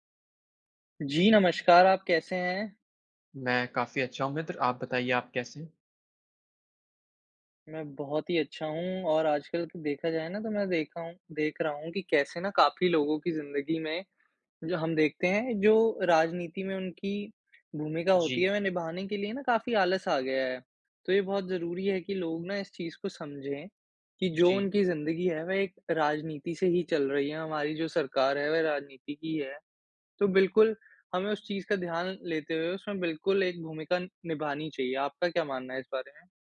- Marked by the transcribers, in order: none
- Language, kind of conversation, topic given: Hindi, unstructured, राजनीति में जनता की भूमिका क्या होनी चाहिए?